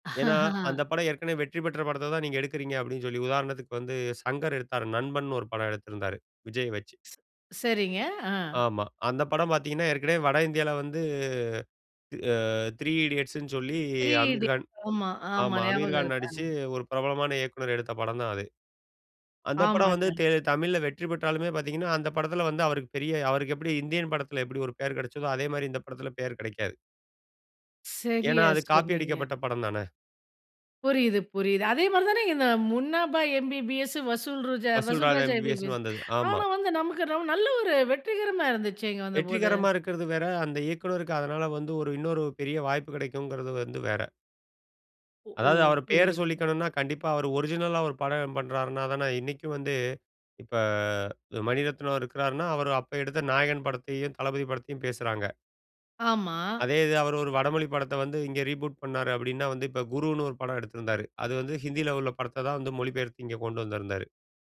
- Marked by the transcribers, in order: laugh; tapping; unintelligible speech; in English: "ரீபூட்"
- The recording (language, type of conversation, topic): Tamil, podcast, திரைப்பட கதைகளின் மறுசெய்தல்கள் மற்றும் புதுப்பதிப்புகள் மக்களின் ரசனையை எப்படி மாற்றுகின்றன?